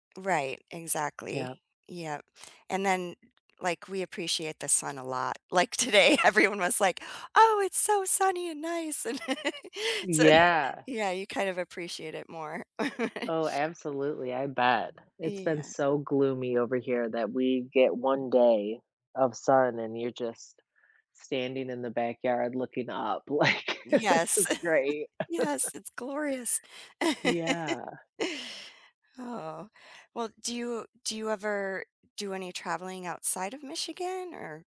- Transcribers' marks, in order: other background noise; laughing while speaking: "today, everyone"; laugh; chuckle; chuckle; laughing while speaking: "like, This is great"; chuckle; laugh
- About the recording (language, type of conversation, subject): English, unstructured, What are your favorite local outdoor spots, and what memories make them special to you?
- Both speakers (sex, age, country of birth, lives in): female, 40-44, United States, United States; female, 50-54, United States, United States